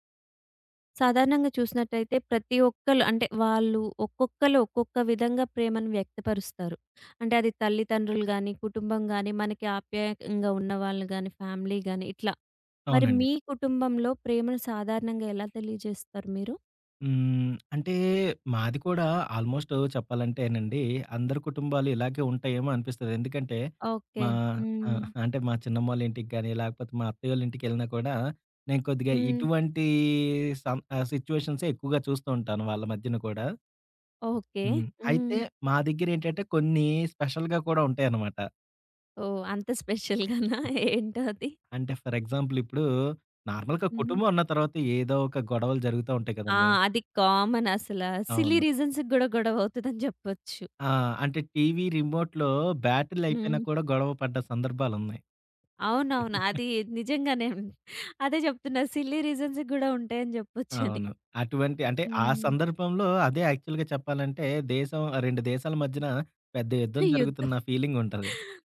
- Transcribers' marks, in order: other background noise; in English: "ఫ్యామిలీ"; tapping; in English: "స్పెషల్‌గా"; laughing while speaking: "స్పెషల్‌గా‌నా ఏంటో అది?"; in English: "స్పెషల్‌గా‌నా"; giggle; in English: "ఫర్"; in English: "నార్మల్‌గా"; in English: "కామన్"; in English: "సిలీ రీజన్స్‌కి"; giggle; in English: "రిమోట్‌లో"; chuckle; giggle; in English: "సిల్లీ రీజన్స్"; giggle; in English: "యాక్చువల్‌గా"; giggle
- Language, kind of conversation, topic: Telugu, podcast, మీ కుటుంబంలో ప్రేమను సాధారణంగా ఎలా తెలియజేస్తారు?